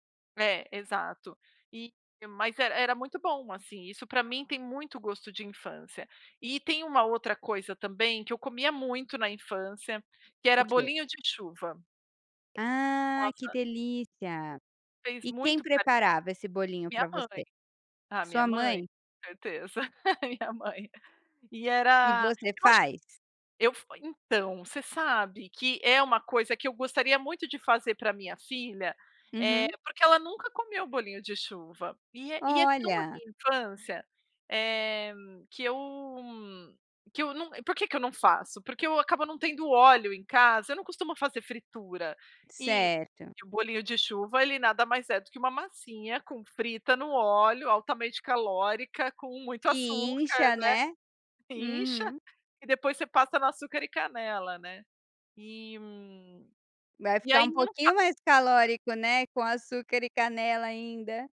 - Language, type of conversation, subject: Portuguese, podcast, Qual comida te traz lembranças fortes de infância?
- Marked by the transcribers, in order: laugh; tapping